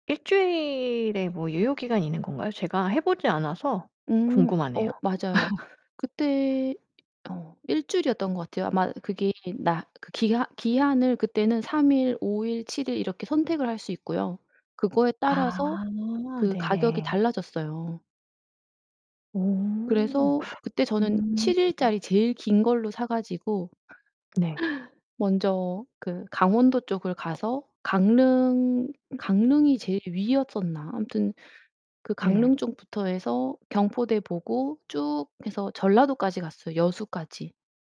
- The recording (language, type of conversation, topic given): Korean, podcast, 혼자 여행하면서 가장 기억에 남는 순간은 언제였나요?
- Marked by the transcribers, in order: laugh; other background noise; distorted speech; drawn out: "아"; laugh